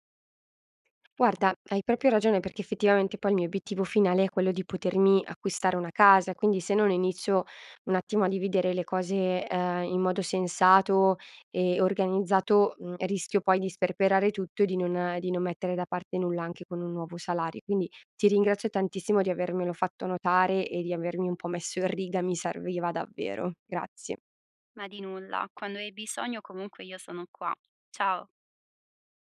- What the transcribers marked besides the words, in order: tapping; "proprio" said as "propio"
- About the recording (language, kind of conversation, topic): Italian, advice, Come gestire la tentazione di aumentare lo stile di vita dopo un aumento di stipendio?